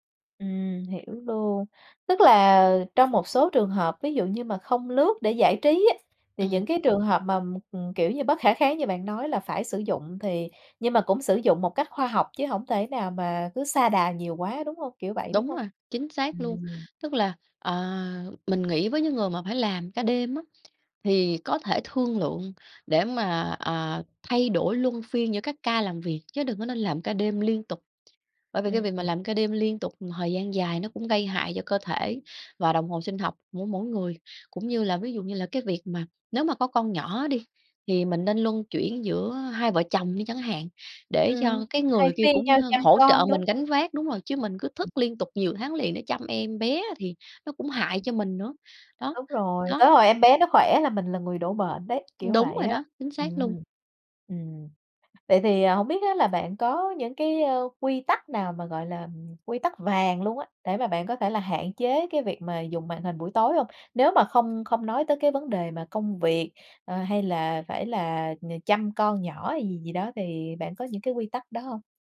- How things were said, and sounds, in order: tapping; other background noise; unintelligible speech
- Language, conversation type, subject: Vietnamese, podcast, Bạn quản lý việc dùng điện thoại hoặc các thiết bị có màn hình trước khi đi ngủ như thế nào?